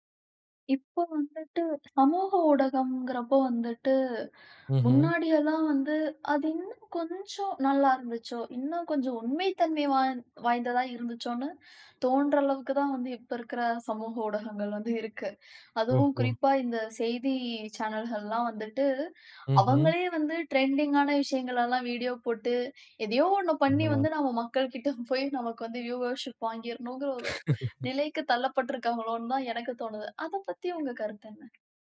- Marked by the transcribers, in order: chuckle; in English: "ட்ரெண்டிங்"; chuckle; in English: "வியூவர்ஷிப்"; laugh; other background noise
- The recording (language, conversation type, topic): Tamil, podcast, சமூக ஊடகம் நம்பிக்கையை உருவாக்க உதவுமா, அல்லது அதை சிதைக்குமா?